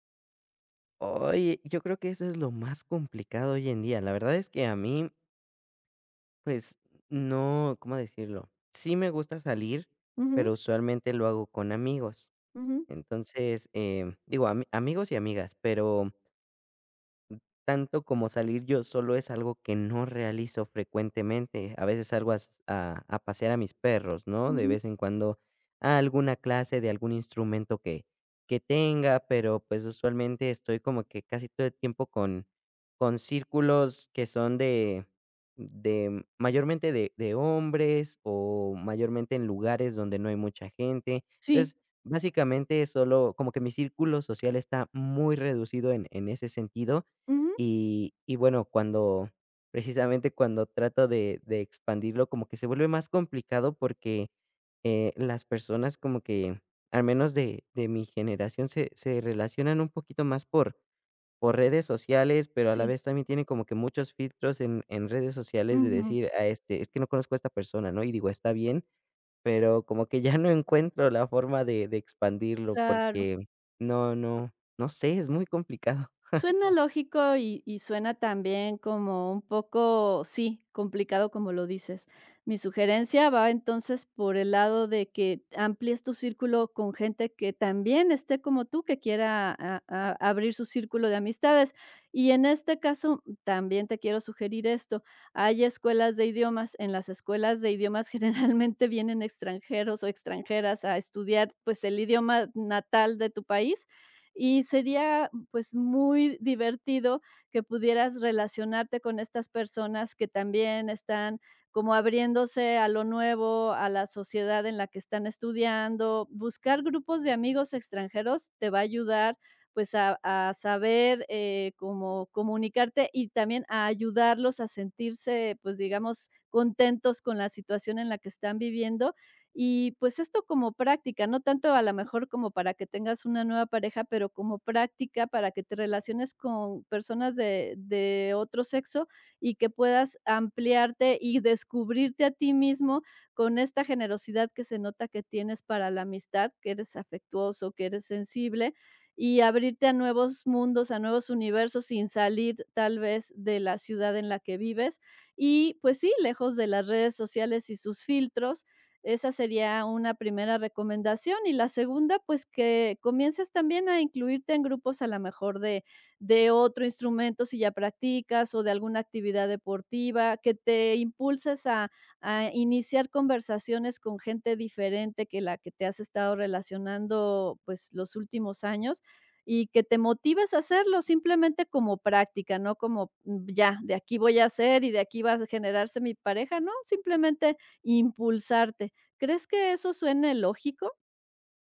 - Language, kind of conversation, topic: Spanish, advice, ¿Cómo puedo ganar confianza para iniciar y mantener citas románticas?
- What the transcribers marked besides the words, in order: chuckle; laughing while speaking: "generalmente"